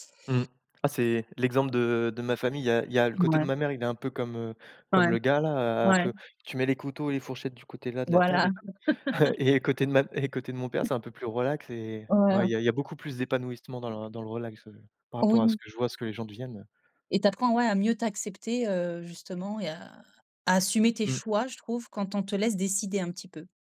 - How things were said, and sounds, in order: chuckle; laugh
- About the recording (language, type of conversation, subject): French, unstructured, Choisiriez-vous plutôt de suivre les tendances ou d’en créer de nouvelles ?
- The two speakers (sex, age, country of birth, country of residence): female, 35-39, Russia, France; male, 30-34, France, France